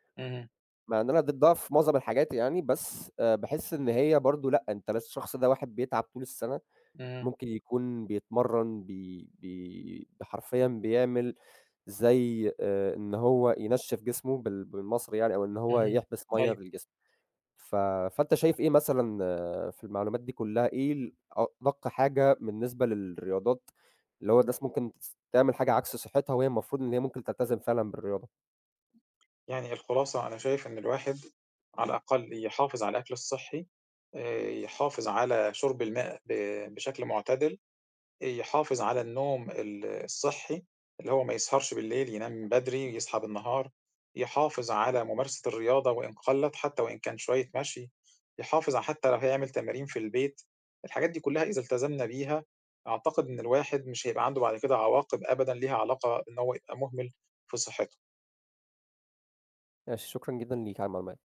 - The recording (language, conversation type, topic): Arabic, unstructured, هل بتخاف من عواقب إنك تهمل صحتك البدنية؟
- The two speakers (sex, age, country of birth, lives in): male, 20-24, Egypt, Egypt; male, 40-44, Egypt, Egypt
- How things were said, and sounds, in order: other background noise